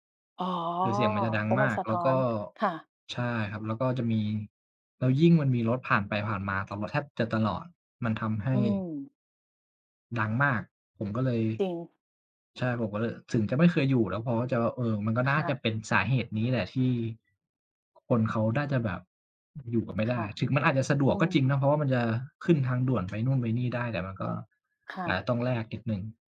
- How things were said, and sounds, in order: none
- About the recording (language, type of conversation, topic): Thai, unstructured, คุณชอบฟังเพลงระหว่างทำงานหรือชอบทำงานในความเงียบมากกว่ากัน และเพราะอะไร?